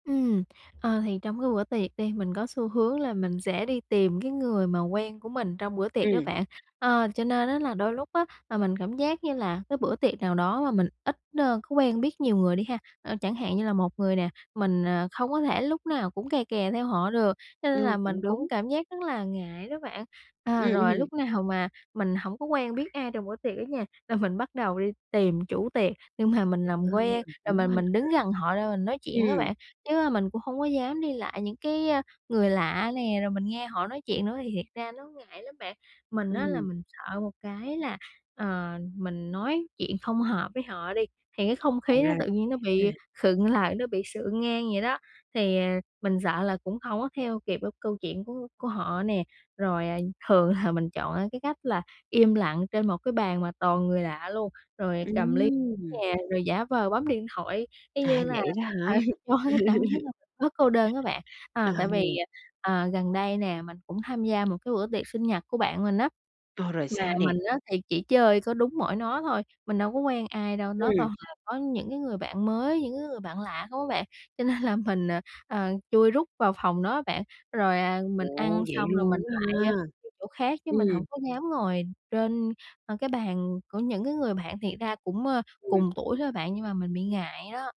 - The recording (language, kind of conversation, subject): Vietnamese, advice, Làm sao để không cảm thấy lạc lõng trong bữa tiệc?
- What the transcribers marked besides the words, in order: tapping; other background noise; unintelligible speech; unintelligible speech; laughing while speaking: "ờ, cho"; laugh